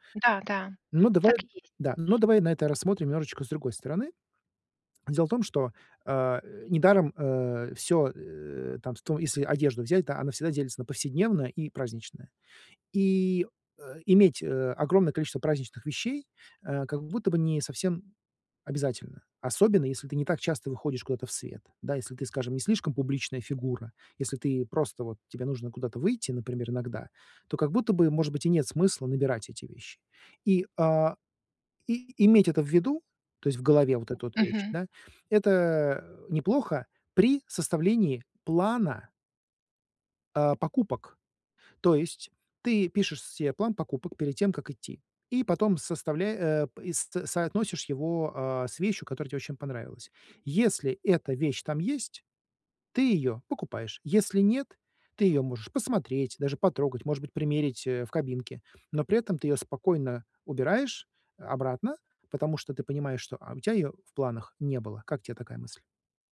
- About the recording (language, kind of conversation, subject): Russian, advice, Почему я чувствую растерянность, когда иду за покупками?
- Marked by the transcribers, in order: other noise